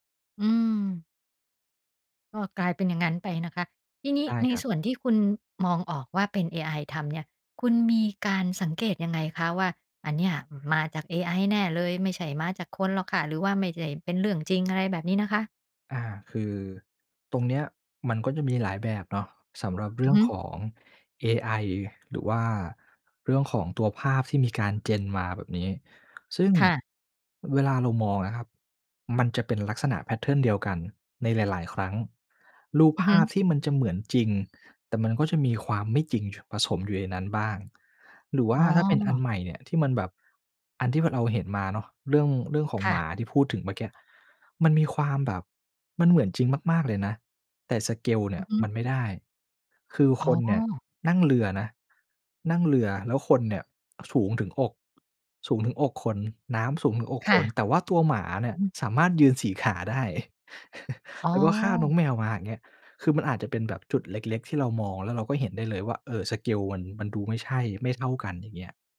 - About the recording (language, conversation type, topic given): Thai, podcast, การแชร์ข่าวที่ยังไม่ได้ตรวจสอบสร้างปัญหาอะไรบ้าง?
- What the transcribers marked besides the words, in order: tapping; in English: "แพตเทิร์น"; in English: "สเกล"; laughing while speaking: "ได้"; chuckle; in English: "สเกล"